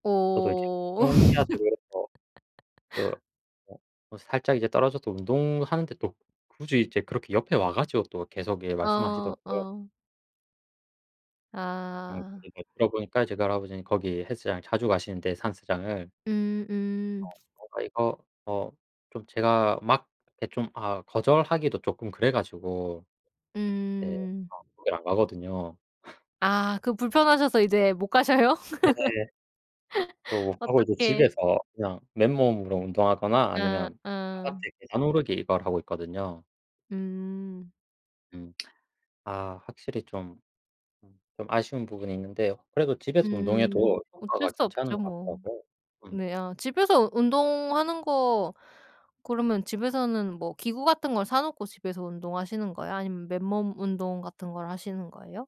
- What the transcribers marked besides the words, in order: laugh; tapping; laugh; other background noise; laughing while speaking: "가셔요?"; laugh; unintelligible speech
- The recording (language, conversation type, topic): Korean, unstructured, 헬스장 비용이 너무 비싸다고 느낀 적이 있나요?